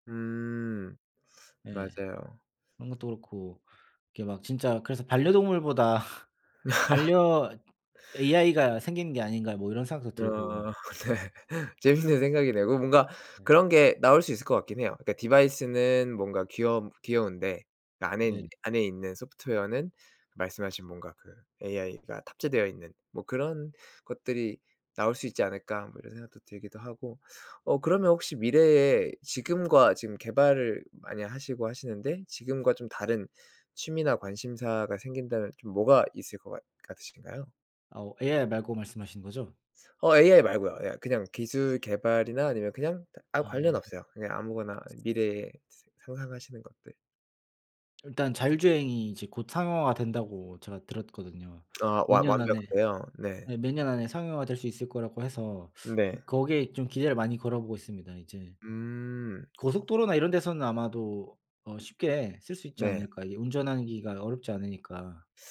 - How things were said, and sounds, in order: laugh; laughing while speaking: "네. 재밌는 생각이네요"; tapping; other background noise
- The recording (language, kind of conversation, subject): Korean, unstructured, 미래에 어떤 모습으로 살고 싶나요?